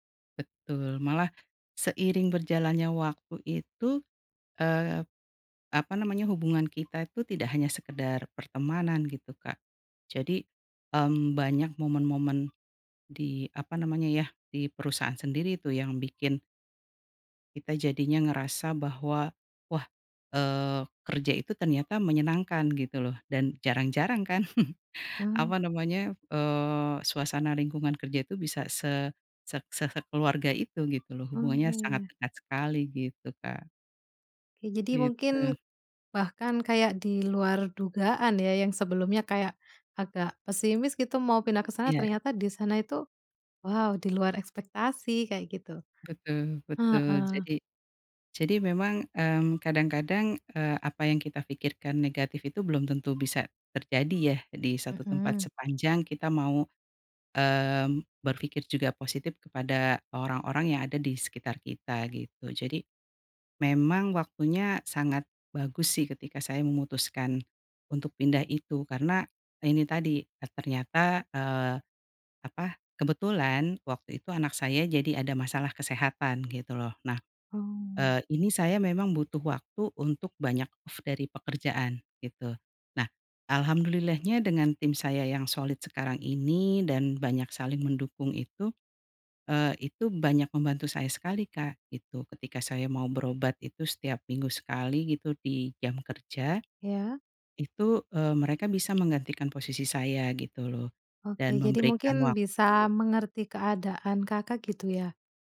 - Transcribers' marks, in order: alarm; chuckle; in English: "off"; other background noise
- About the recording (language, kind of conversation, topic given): Indonesian, podcast, Apakah kamu pernah mendapat kesempatan karena berada di tempat yang tepat pada waktu yang tepat?